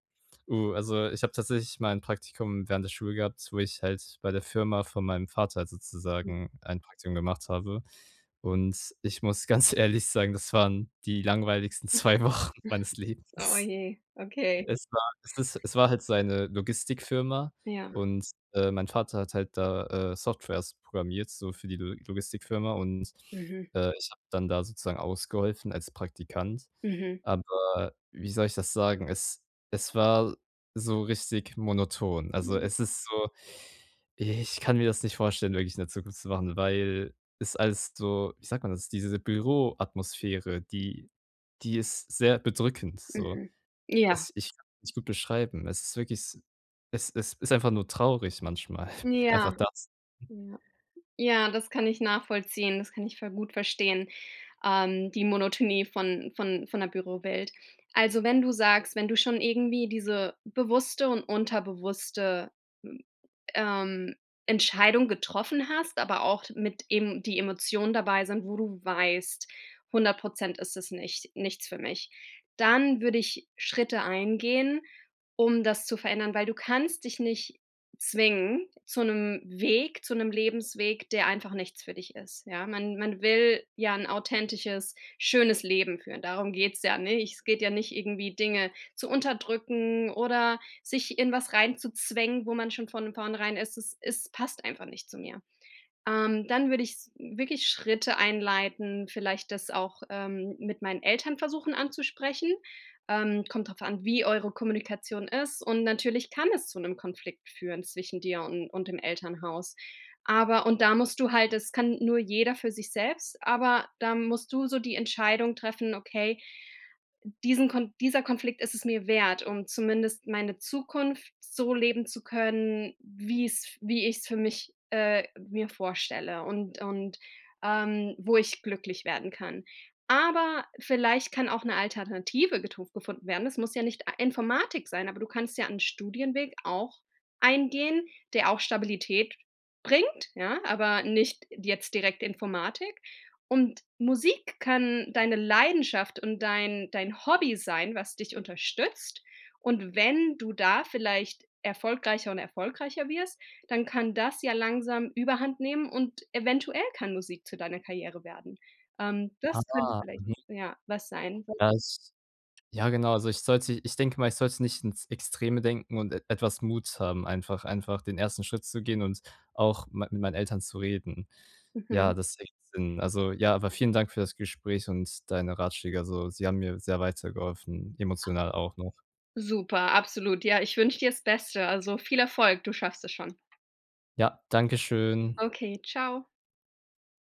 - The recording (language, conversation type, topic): German, advice, Wie kann ich besser mit meiner ständigen Sorge vor einer ungewissen Zukunft umgehen?
- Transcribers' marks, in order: chuckle; laughing while speaking: "zwei Wochen"; unintelligible speech; other background noise